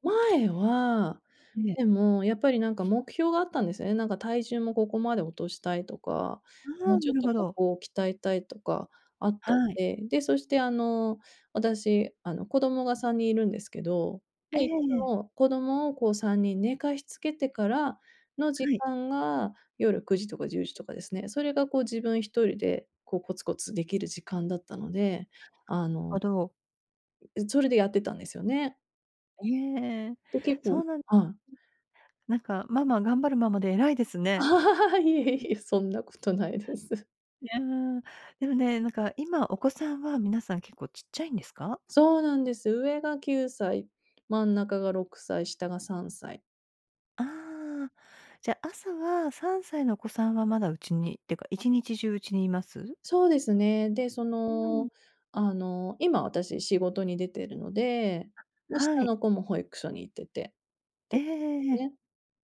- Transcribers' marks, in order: other background noise; unintelligible speech; laugh; laughing while speaking: "いえ いえ、そんなことないです"; tapping
- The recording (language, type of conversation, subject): Japanese, advice, 小さな習慣を積み重ねて、理想の自分になるにはどう始めればよいですか？